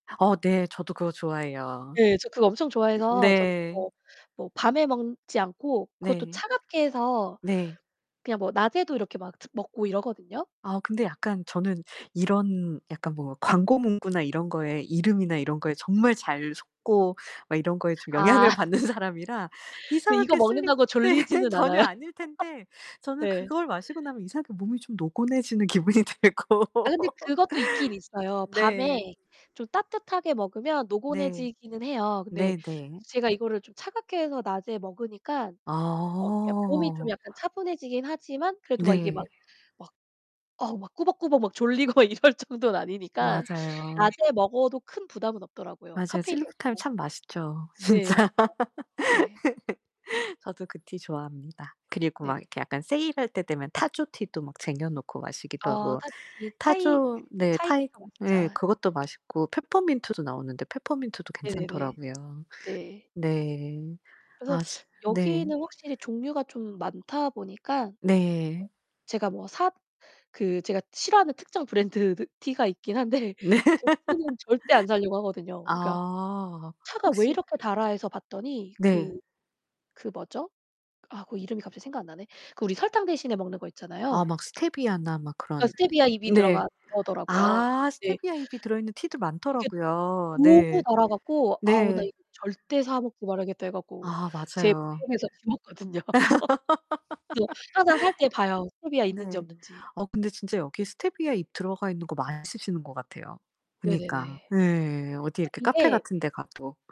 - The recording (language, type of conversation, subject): Korean, unstructured, 하루를 시작할 때 커피와 차 중 어떤 음료를 더 자주 선택하시나요?
- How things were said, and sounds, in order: other background noise; mechanical hum; laughing while speaking: "영향을 받는 사람이라"; laugh; in English: "슬립"; laughing while speaking: "네"; giggle; laughing while speaking: "들고"; chuckle; static; laughing while speaking: "이럴 정도는"; background speech; laughing while speaking: "진짜"; giggle; distorted speech; tapping; laughing while speaking: "브랜드"; laughing while speaking: "한데"; laughing while speaking: "네"; giggle; unintelligible speech; chuckle; laugh